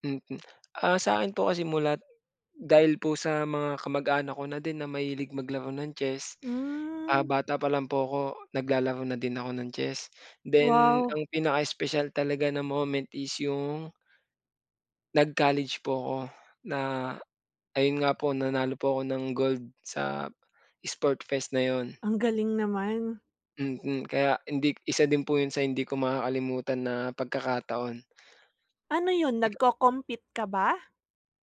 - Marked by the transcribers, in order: unintelligible speech
- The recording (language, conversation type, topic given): Filipino, unstructured, Anong isport ang pinaka-nasisiyahan kang laruin, at bakit?